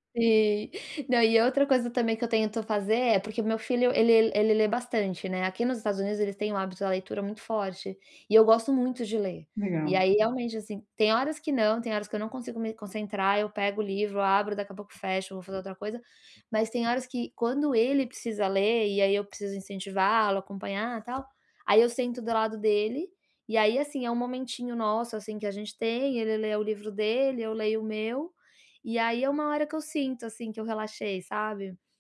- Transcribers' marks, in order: other background noise; tapping
- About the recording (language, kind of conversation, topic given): Portuguese, advice, Como posso relaxar melhor em casa?